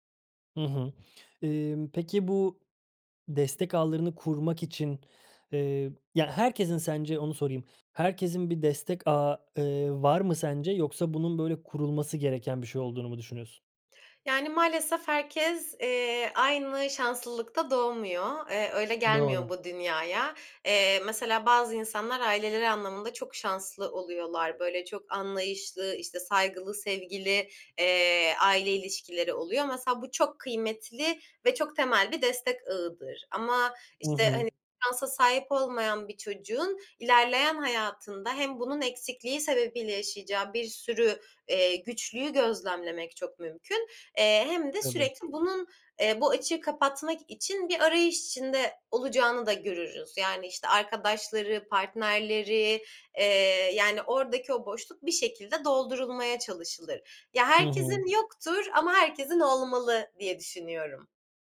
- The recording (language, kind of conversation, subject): Turkish, podcast, Destek ağı kurmak iyileşmeyi nasıl hızlandırır ve nereden başlamalıyız?
- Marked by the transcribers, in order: none